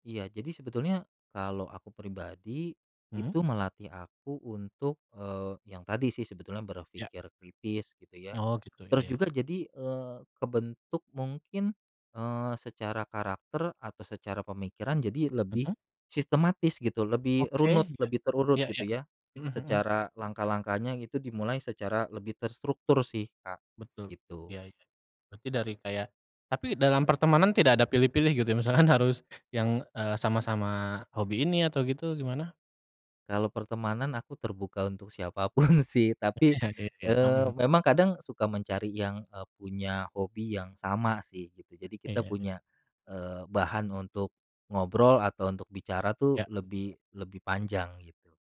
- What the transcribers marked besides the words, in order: other background noise; laughing while speaking: "misalkan"; tapping; laughing while speaking: "siapa pun"; chuckle
- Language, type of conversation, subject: Indonesian, podcast, Bisa ceritakan bagaimana kamu mulai tertarik dengan hobi ini?